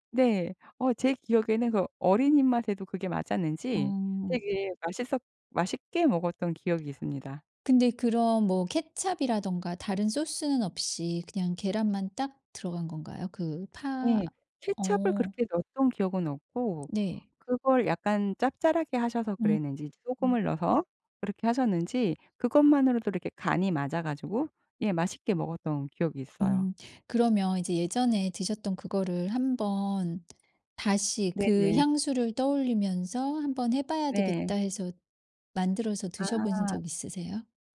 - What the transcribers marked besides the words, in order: tapping; other background noise; "케첩" said as "케찹"
- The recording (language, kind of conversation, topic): Korean, podcast, 어린 시절에 가장 기억에 남는 음식은 무엇인가요?